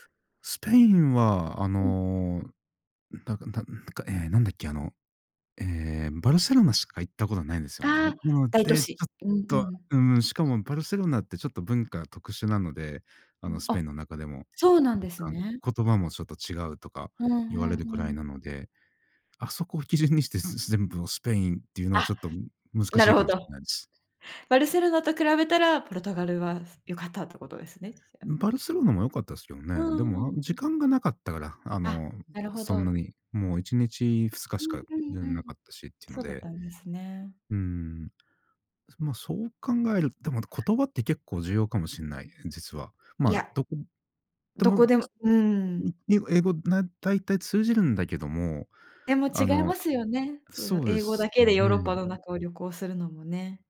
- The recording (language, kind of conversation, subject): Japanese, unstructured, 旅行するとき、どんな場所に行きたいですか？
- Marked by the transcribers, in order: chuckle; other background noise